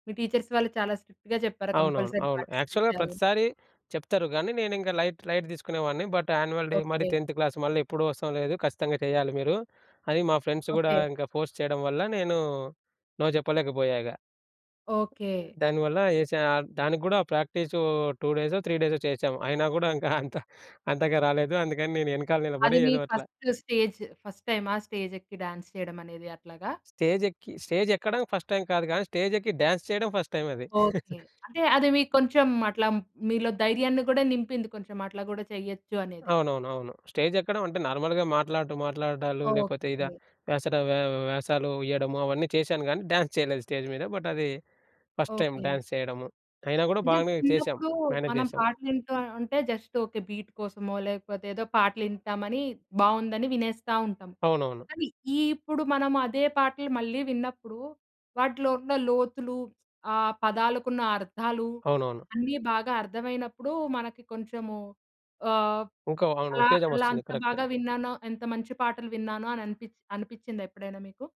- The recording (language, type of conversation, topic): Telugu, podcast, ఒక పాట వినగానే మీ చిన్ననాటి జ్ఞాపకాలు ఎలా మళ్లీ గుర్తుకొస్తాయి?
- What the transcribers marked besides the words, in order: in English: "టీచర్స్"; in English: "స్ట్రిక్ట్‌గా"; in English: "కంపల్సరీ పార్టిసిపేట్"; in English: "యాక్చువల్‌గా"; in English: "లైట్, లైట్"; in English: "బట్ యాన్యువల్ డే"; in English: "టెన్త్ క్లాస్"; in English: "ఫ్రెండ్స్"; in English: "ఫోర్స్"; in English: "నో"; other background noise; in English: "ప్రాక్టీస్ టూ డేసొ, త్రీ డేసొ"; laughing while speaking: "అయినా కూడా ఇంకా అంత అంతగా రాలేదు. అందుకని నేను వెనకాల నిలబడి ఏదో అట్లా"; in English: "ఫస్ట్ స్టేజ్, ఫస్ట్"; in English: "స్టేజ్"; in English: "డాన్స్"; in English: "స్టేజ్"; in English: "స్టేజ్"; in English: "ఫస్ట్ టైమ్"; in English: "స్టేజ్"; in English: "ఫస్ట్ టైమ్"; chuckle; in English: "స్టేజ్"; in English: "నార్మల్‌గా"; in English: "డ్యాన్స్"; in English: "స్టేజ్"; in English: "బట్"; in English: "ఫస్ట్ టైమ్ డ్యాన్స్"; in English: "మేనేజ్"; in English: "జస్ట్"; in English: "బీట్"